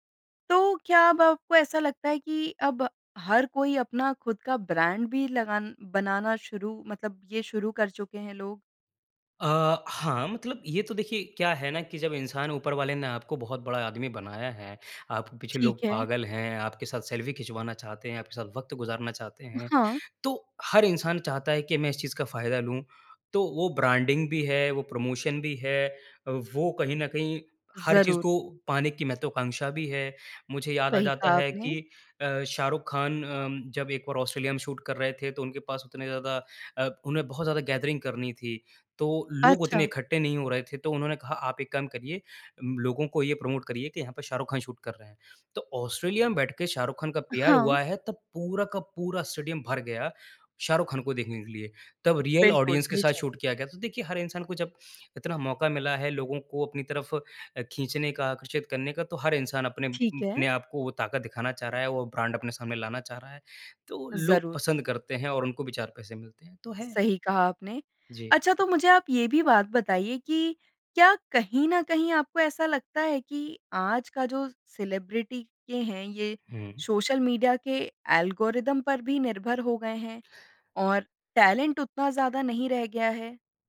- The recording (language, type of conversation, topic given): Hindi, podcast, सोशल मीडिया ने सेलिब्रिटी संस्कृति को कैसे बदला है, आपके विचार क्या हैं?
- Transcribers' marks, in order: in English: "ब्रांड"; in English: "सेल्फ़ी"; in English: "ब्रांडिंग"; in English: "प्रमोशन"; in English: "शूट"; in English: "गैदरिंग"; in English: "प्रोमोट"; in English: "शूट"; in English: "पीआर"; in English: "रियल ऑडियंस"; in English: "शूट"; in English: "ब्रांड"; in English: "सेलिब्रिटी"; in English: "एल्गोरिदम"; in English: "टैलेंट"